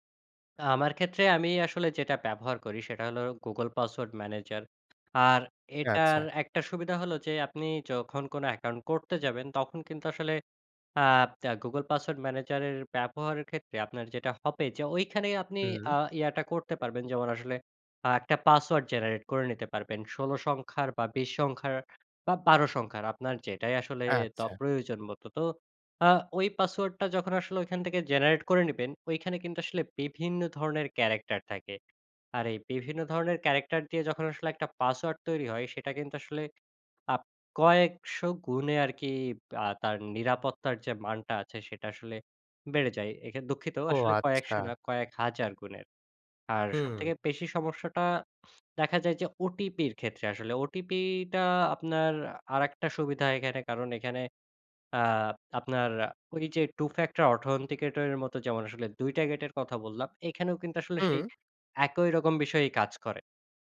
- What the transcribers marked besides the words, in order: in English: "জেনারেট"; in English: "জেনারেট"; in English: "ক্যারেক্টার"; in English: "ক্যারেক্টার"; "অথেন্টিকেটর" said as "অঠোন্টিকেটর"
- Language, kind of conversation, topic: Bengali, podcast, পাসওয়ার্ড ও অনলাইন নিরাপত্তা বজায় রাখতে কী কী টিপস অনুসরণ করা উচিত?